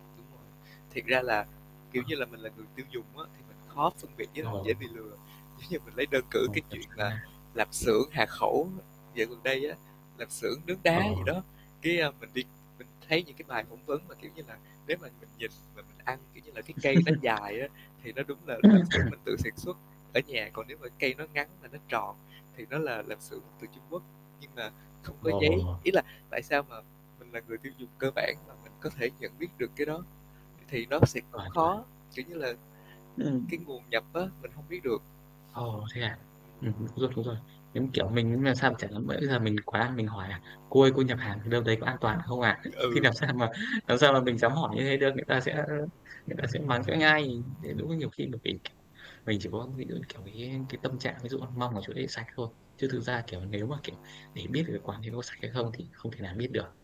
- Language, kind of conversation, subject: Vietnamese, unstructured, Bạn nghĩ sao về việc các quán ăn sử dụng nguyên liệu không rõ nguồn gốc?
- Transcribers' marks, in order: mechanical hum; other background noise; tapping; distorted speech; laughing while speaking: "Giống"; laugh; other noise; unintelligible speech; chuckle